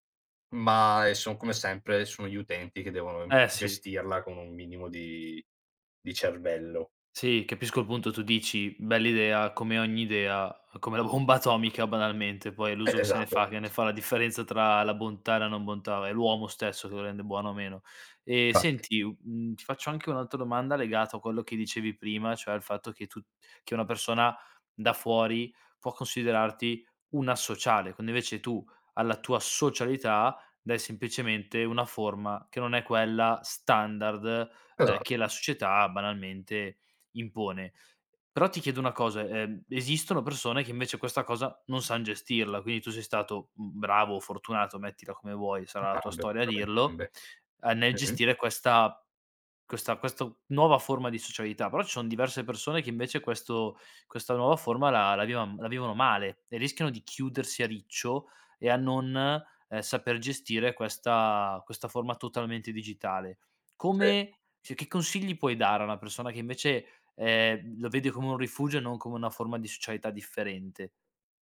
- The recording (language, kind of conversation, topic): Italian, podcast, Quale hobby ti ha regalato amici o ricordi speciali?
- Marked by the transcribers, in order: tapping; "bomba" said as "homba"; "esatto" said as "esado"; "asociale" said as "associale"; "semplicemente" said as "sempicemente"; unintelligible speech; "cioè" said as "ceh"